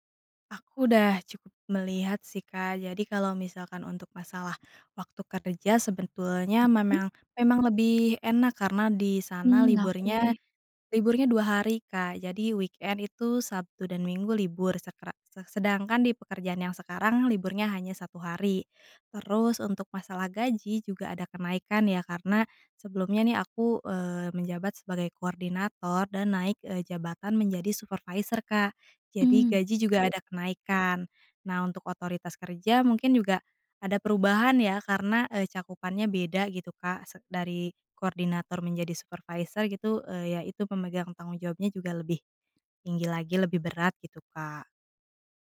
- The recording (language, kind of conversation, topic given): Indonesian, advice, Haruskah saya menerima promosi dengan tanggung jawab besar atau tetap di posisi yang nyaman?
- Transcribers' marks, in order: tapping; other background noise; in English: "weekend"